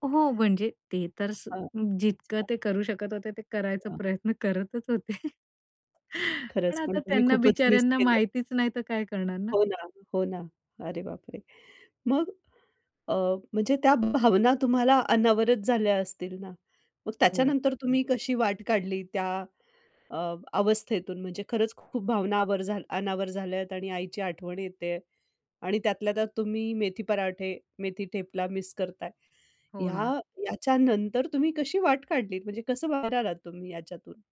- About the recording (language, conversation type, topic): Marathi, podcast, परदेशात असताना घरच्या जेवणाची चव किंवा स्वयंपाकघराचा सुगंध कधी आठवतो का?
- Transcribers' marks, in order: other background noise; laughing while speaking: "करतच होते"; laughing while speaking: "पण आता त्यांना बिचाऱ्यांना माहितीच नाही तर काय करणार ना"; other noise